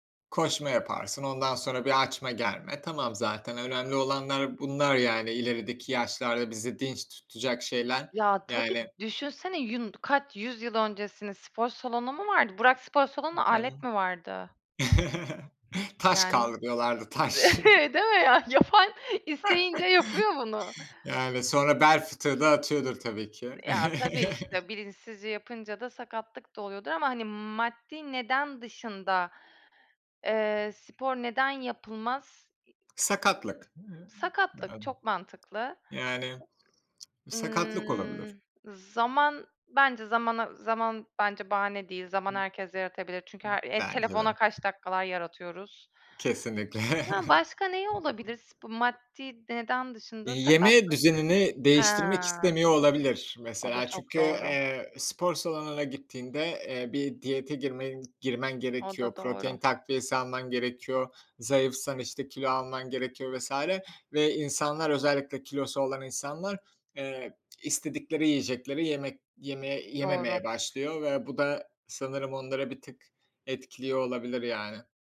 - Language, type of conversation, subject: Turkish, unstructured, Spor salonları pahalı olduğu için spor yapmayanları haksız mı buluyorsunuz?
- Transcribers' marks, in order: other background noise; chuckle; joyful: "Taş kaldırıyorlardı, taş!"; laughing while speaking: "de"; chuckle; laughing while speaking: "Yapan"; laugh; chuckle; tapping; drawn out: "Imm"; tsk; laughing while speaking: "Kesinlikle"; chuckle; drawn out: "He"; tsk; tsk